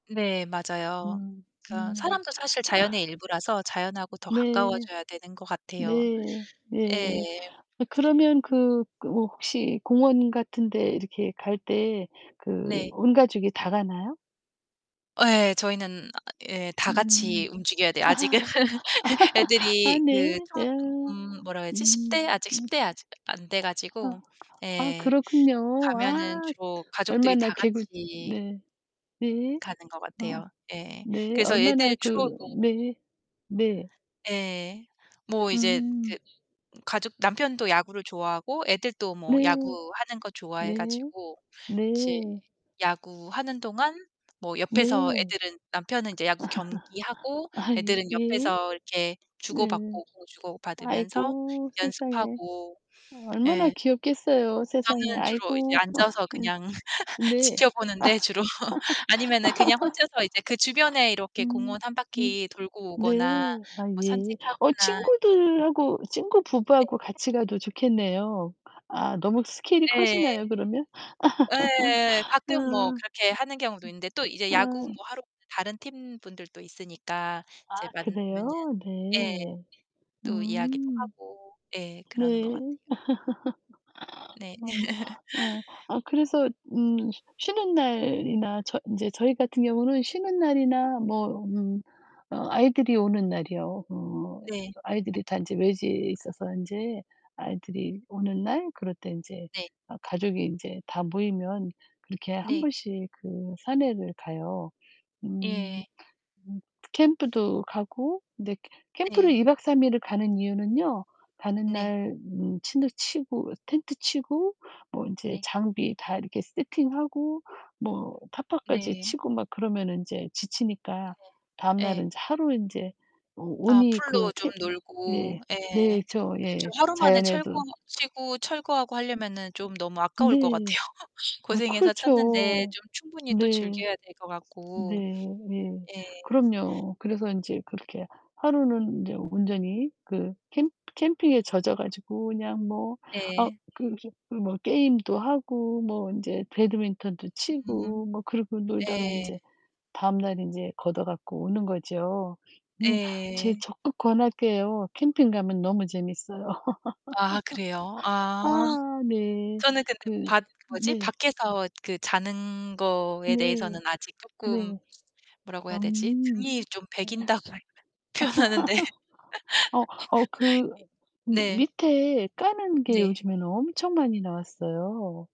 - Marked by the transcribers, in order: laugh; other background noise; laugh; laughing while speaking: "아직은. 애"; laugh; background speech; distorted speech; static; laugh; laughing while speaking: "아"; laugh; laughing while speaking: "아"; laugh; laughing while speaking: "주로"; laugh; laugh; laugh; laugh; laughing while speaking: "같아요"; laugh; laughing while speaking: "재밌어요"; laugh; laughing while speaking: "예"; laugh; laughing while speaking: "할 표현하는데"; laugh
- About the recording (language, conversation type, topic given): Korean, unstructured, 집 근처 공원이나 산에 자주 가시나요? 왜 그런가요?